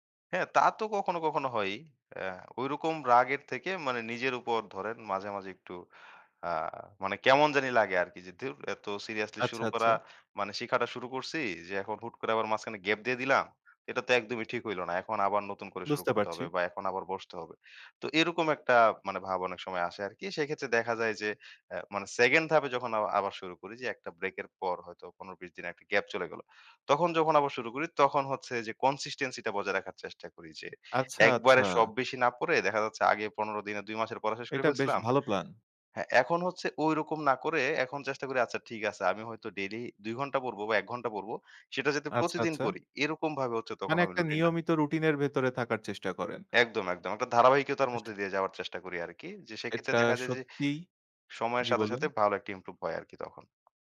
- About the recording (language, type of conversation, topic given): Bengali, podcast, আপনি নতুন কোনো বিষয় শেখা শুরু করলে প্রথমে কীভাবে এগোন?
- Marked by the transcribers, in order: in English: "consistency"; unintelligible speech; other background noise